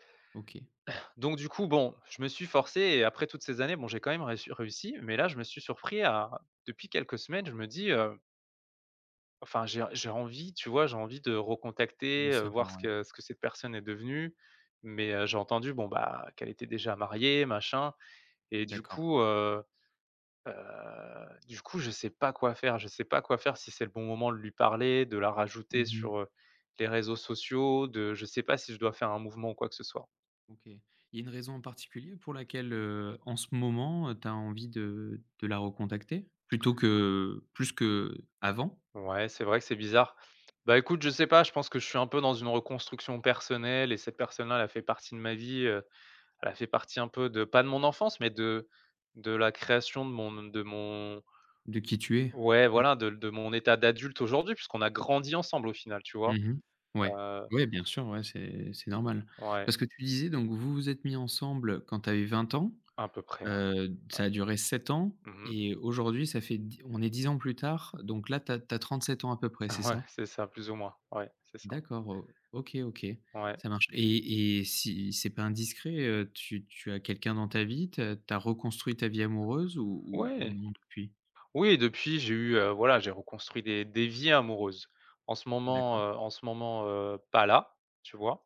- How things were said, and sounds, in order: drawn out: "heu"; stressed: "plutôt que"; stressed: "grandi"; tapping; stressed: "pas là"
- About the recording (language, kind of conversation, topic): French, advice, Pourquoi est-il si difficile de couper les ponts sur les réseaux sociaux ?
- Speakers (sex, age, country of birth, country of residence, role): male, 30-34, France, France, advisor; male, 35-39, France, France, user